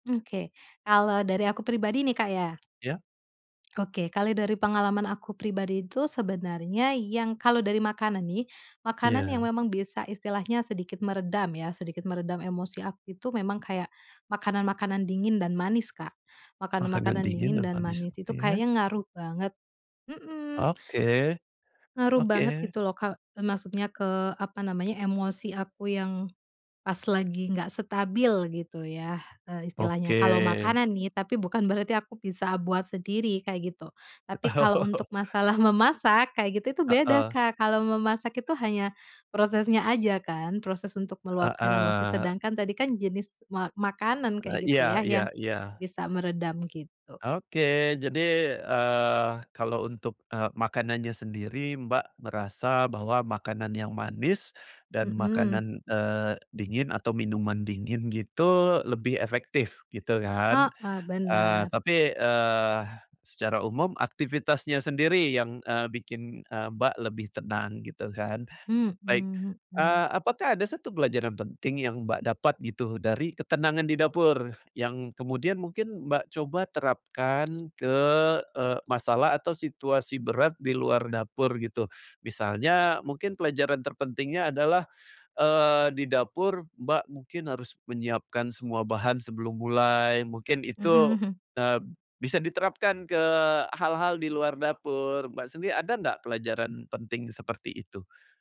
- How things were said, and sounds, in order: tapping; lip smack; chuckle; other background noise
- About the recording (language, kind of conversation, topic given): Indonesian, podcast, Bagaimana kamu menenangkan diri lewat memasak saat menjalani hari yang berat?